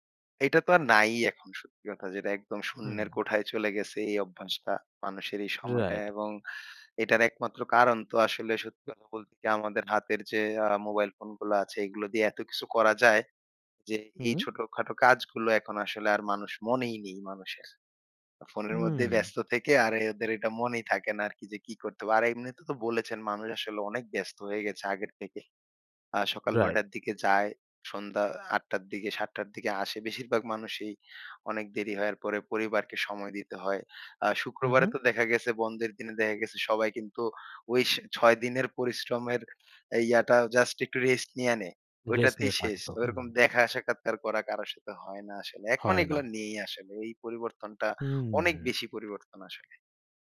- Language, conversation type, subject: Bengali, podcast, আপনি কীভাবে একাকীত্ব কাটাতে কাউকে সাহায্য করবেন?
- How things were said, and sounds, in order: "হওয়ার" said as "হয়য়ার"